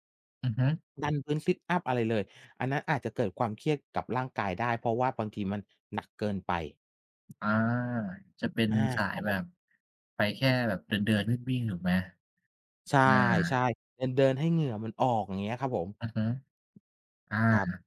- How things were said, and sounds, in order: other background noise
- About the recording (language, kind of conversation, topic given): Thai, unstructured, การออกกำลังกายช่วยลดความเครียดได้จริงไหม?
- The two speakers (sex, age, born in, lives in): male, 25-29, Thailand, Thailand; male, 45-49, Thailand, Thailand